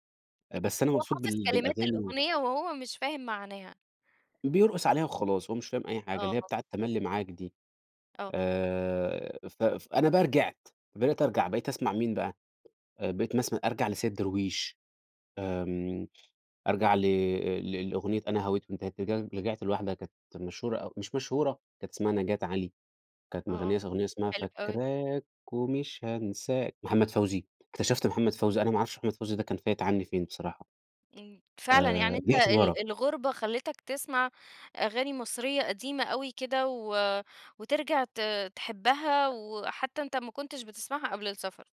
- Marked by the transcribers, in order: unintelligible speech; tapping; singing: "فاكراك ومش هانساك"
- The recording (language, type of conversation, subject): Arabic, podcast, إزاي ثقافة بلدك بتبان في اختياراتك للموسيقى؟